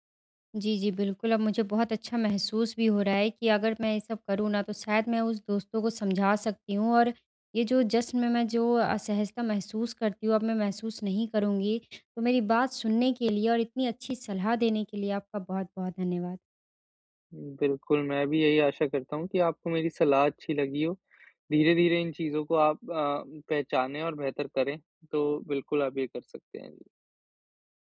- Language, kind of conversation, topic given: Hindi, advice, दोस्तों के साथ जश्न में मुझे अक्सर असहजता क्यों महसूस होती है?
- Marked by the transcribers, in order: none